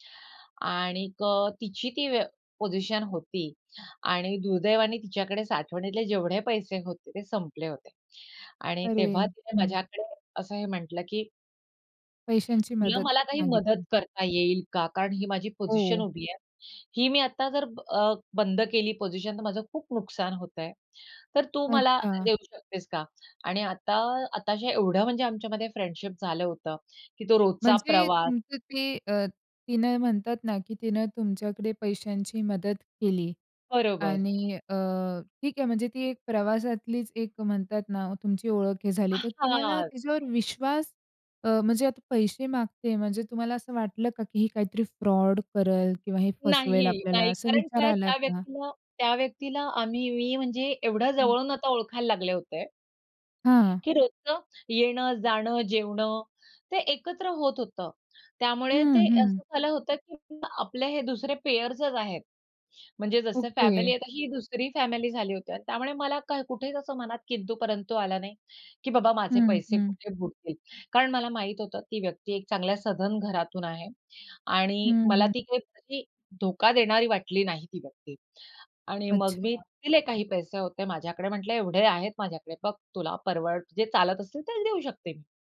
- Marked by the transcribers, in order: in English: "फ्रेंडशिप"; in English: "पेयर्सच"
- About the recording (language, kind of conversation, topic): Marathi, podcast, प्रवासात भेटलेले मित्र दीर्घकाळ टिकणारे जिवलग मित्र कसे बनले?